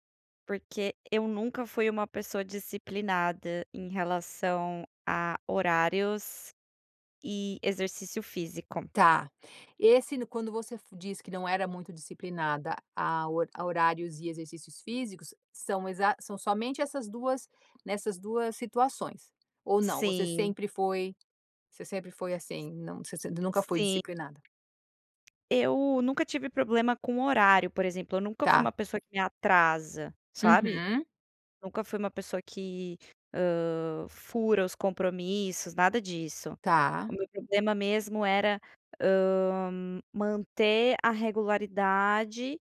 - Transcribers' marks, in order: tapping
- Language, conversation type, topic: Portuguese, podcast, Como você cria disciplina para se exercitar regularmente?